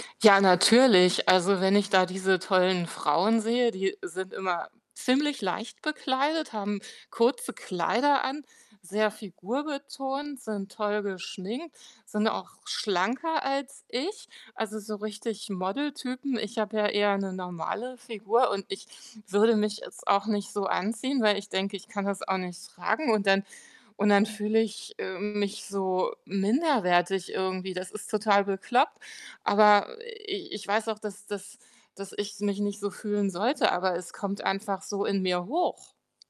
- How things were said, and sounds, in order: mechanical hum; other background noise; distorted speech
- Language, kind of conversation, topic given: German, advice, Wie kann ich aufhören, meinem Ex in den sozialen Medien zu folgen, wenn ich nicht loslassen kann?